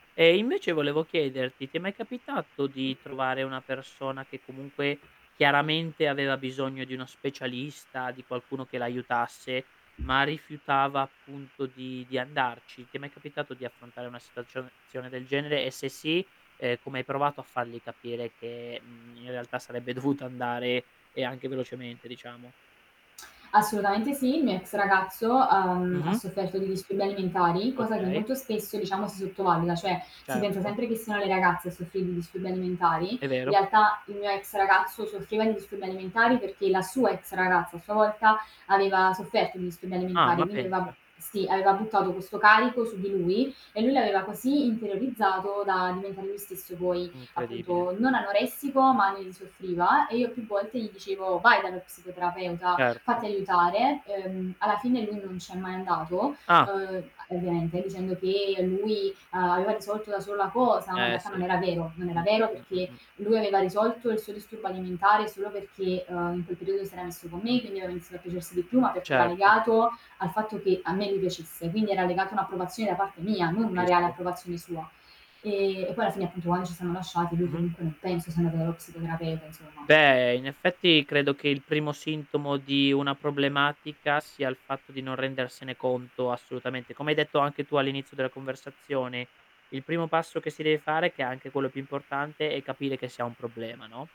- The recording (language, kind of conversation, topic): Italian, podcast, Come si può parlare di salute mentale in famiglia?
- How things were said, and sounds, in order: static; tapping; door; laughing while speaking: "dovuto"; other background noise